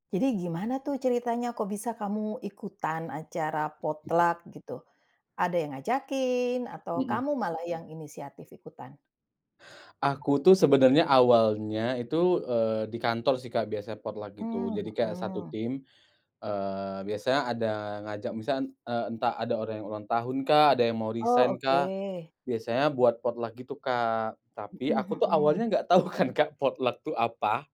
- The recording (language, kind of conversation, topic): Indonesian, podcast, Pernahkah kamu ikut acara potluck atau acara masak bareng bersama komunitas?
- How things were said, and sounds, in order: tapping; other background noise; in English: "potluck"; in English: "potluck"; in English: "potluck"; laughing while speaking: "tau kan"; in English: "potluck"